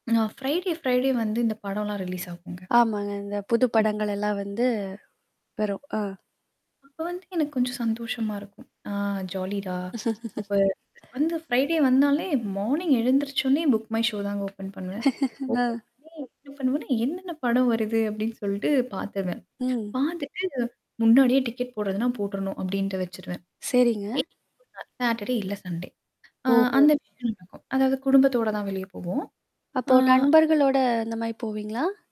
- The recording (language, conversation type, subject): Tamil, podcast, வார இறுதி அல்லது விடுமுறை நாட்களை நீங்கள் குடும்பமாக எப்படிச் செலவிடுகிறீர்கள்?
- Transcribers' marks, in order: mechanical hum; static; in English: "ஃப்ரைடே, ஃப்ரைடே"; in English: "ரிலீஸ்"; other noise; drawn out: "வந்து"; distorted speech; laugh; other background noise; in English: "ஃப்ரைடே"; in English: "மார்னிங்"; in English: "புக் மை ஷோ"; in English: "ஓப்பன்"; laugh; in English: "ஓப்பன்"; unintelligible speech; in English: "சாட்டர்டே"; in English: "சண்டே"; unintelligible speech; drawn out: "ஆ"; tapping